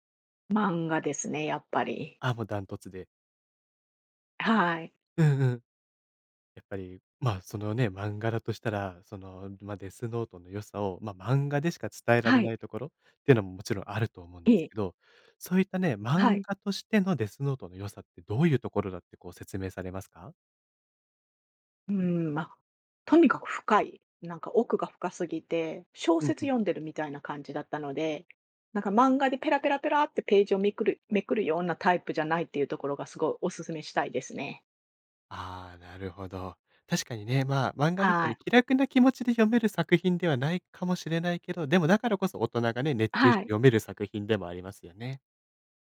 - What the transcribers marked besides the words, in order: other background noise; other noise
- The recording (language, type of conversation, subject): Japanese, podcast, 漫画で心に残っている作品はどれですか？